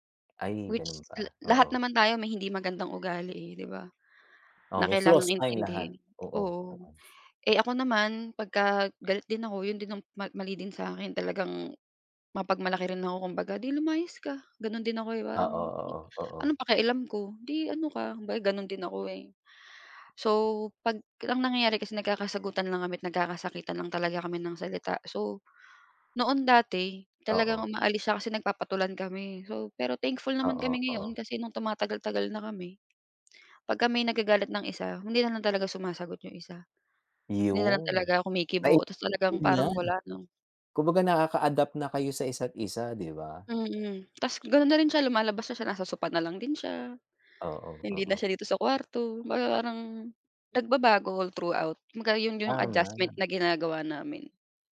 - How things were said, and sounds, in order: tapping; other background noise
- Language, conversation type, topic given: Filipino, unstructured, Paano mo ipinapakita ang pagmamahal sa iyong kapareha?